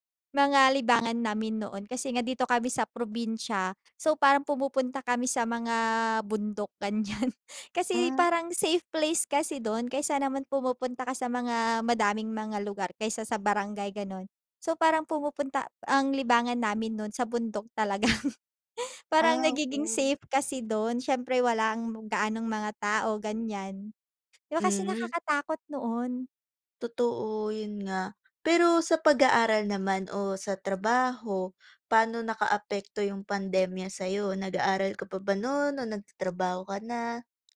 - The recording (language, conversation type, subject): Filipino, unstructured, Paano mo ilalarawan ang naging epekto ng pandemya sa iyong araw-araw na pamumuhay?
- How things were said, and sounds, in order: other background noise; laughing while speaking: "ganyan"; chuckle